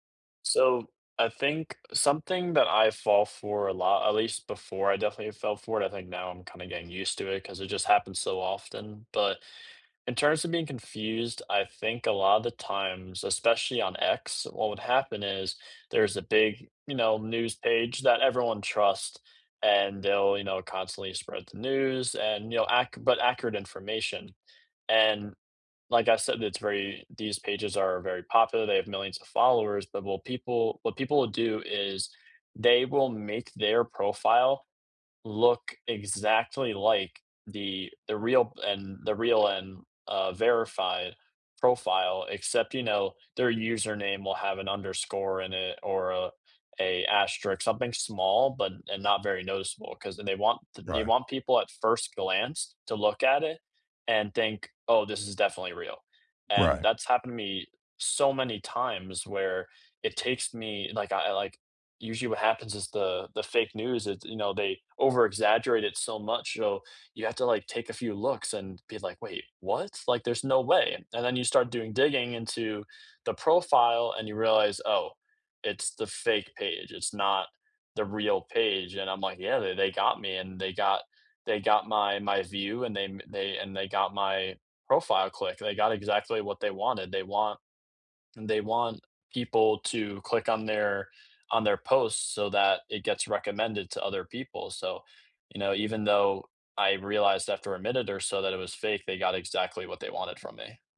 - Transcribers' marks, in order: "asterisk" said as "asterick"; tapping
- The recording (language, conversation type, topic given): English, unstructured, How do you feel about the role of social media in news today?
- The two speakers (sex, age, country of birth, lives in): male, 20-24, United States, United States; male, 60-64, United States, United States